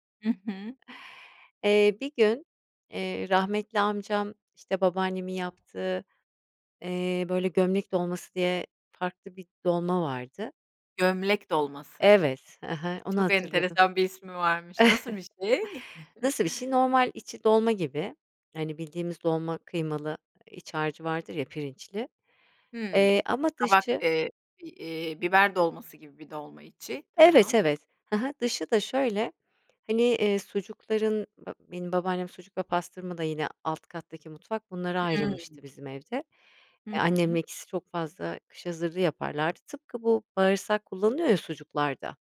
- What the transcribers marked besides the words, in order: chuckle; chuckle
- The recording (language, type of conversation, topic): Turkish, podcast, Sevdiklerinizle yemek paylaşmanın sizin için anlamı nedir?